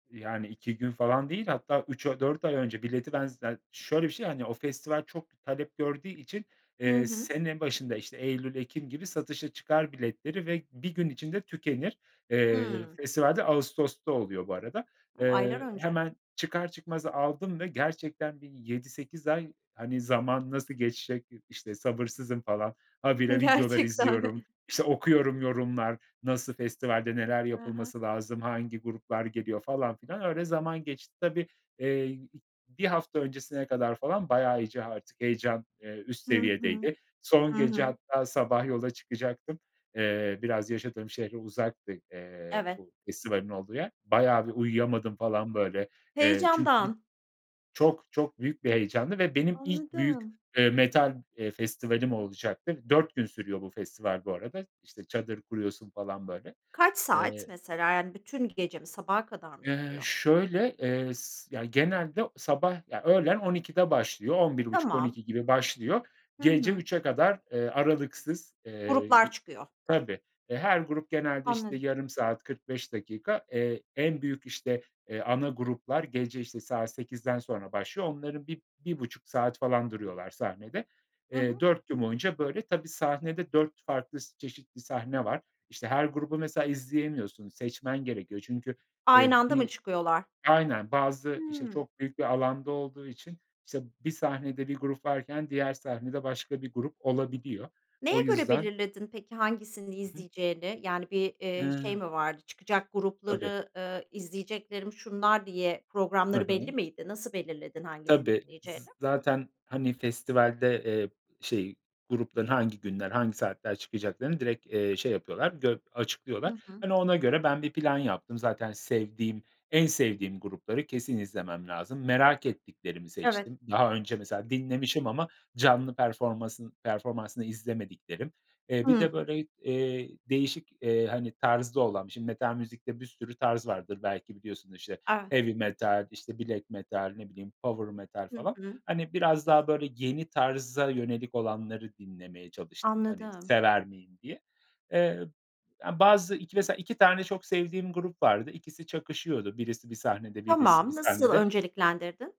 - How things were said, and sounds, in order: tapping; laughing while speaking: "Gerçekten"; other background noise; unintelligible speech
- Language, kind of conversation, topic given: Turkish, podcast, Bir konser deneyimi seni nasıl değiştirir veya etkiler?